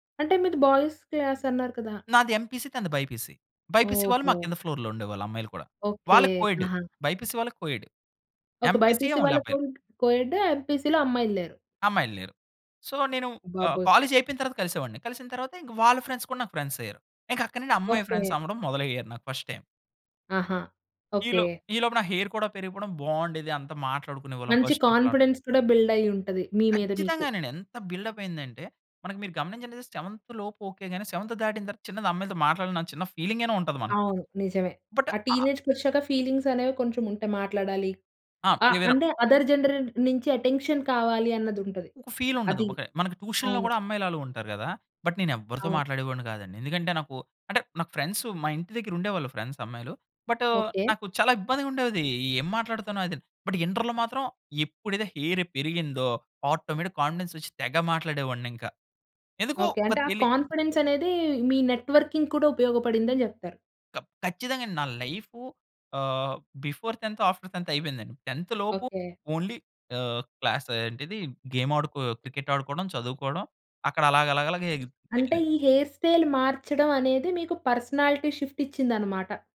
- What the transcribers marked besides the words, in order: in English: "బాయ్స్ క్లాస్"; in English: "ఎంపీసీ"; in English: "బైపీసీ. బైపీసీ"; in English: "ఫ్లోర్‌లో"; in English: "కోఎడ్, బైపీసీ"; in English: "కోఎడ్, ఎంపీసీ ఓన్లీ"; in English: "బైపీసీ"; in English: "కోవిడ్ కోఎడ్ ఎంపీసీ‌లో"; in English: "సో"; in English: "కాలేజ్"; in English: "ఫ్రెండ్స్"; in English: "ఫ్రెండ్స్"; in English: "ఫ్రెండ్స్"; in English: "ఫస్ట్ టైమ్"; in English: "హెయిర్"; in English: "బస్ స్టాప్‌లో"; in English: "కాన్ఫిడెన్స్"; in English: "బిల్డ్"; in English: "బిల్డప్"; in English: "ఫీలింగ్"; in English: "టీనేజ్కొచ్చాక ఫీలింగ్స్"; in English: "బట్"; in English: "అదర్ జెన్‌రెంట్"; other background noise; in English: "అటెన్షన్"; in English: "ఫీల్"; in English: "ట్యూషన్‌లో"; in English: "బట్"; in English: "ఫ్రెండ్స్"; in English: "ఫ్రెండ్స్"; in English: "బట్"; in English: "బట్ ఇంటర్‌లో"; in English: "హెయిర్"; in English: "ఆటోమేటిక్ కాన్ఫిడెన్స్"; in English: "కాన్ఫిడెన్స్"; in English: "నెట్వర్కింగ్"; in English: "బిఫోర్ తెన్త్ ఆఫ్టర్ తెన్త్"; in English: "టెన్త్"; in English: "ఓన్లీ"; in English: "హెయిర్ స్టైల్"; in English: "పర్సనాలిటీ"
- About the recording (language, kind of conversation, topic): Telugu, podcast, స్టైల్‌లో మార్పు చేసుకున్న తర్వాత మీ ఆత్మవిశ్వాసం పెరిగిన అనుభవాన్ని మీరు చెప్పగలరా?